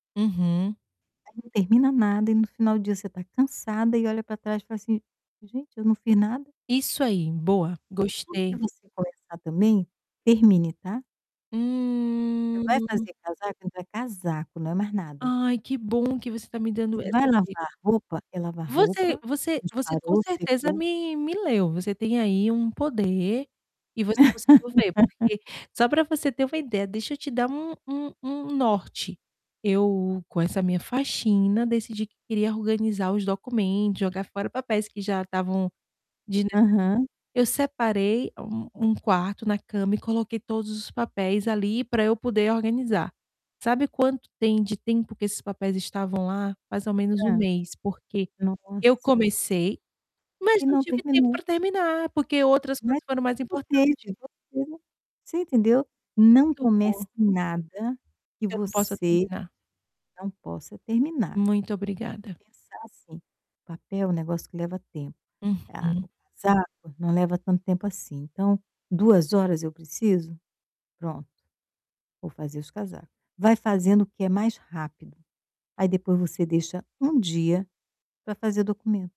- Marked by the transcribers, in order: distorted speech; static; drawn out: "Hum"; laugh; unintelligible speech
- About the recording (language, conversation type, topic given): Portuguese, advice, Como posso criar manhãs calmas que aumentem minha vitalidade?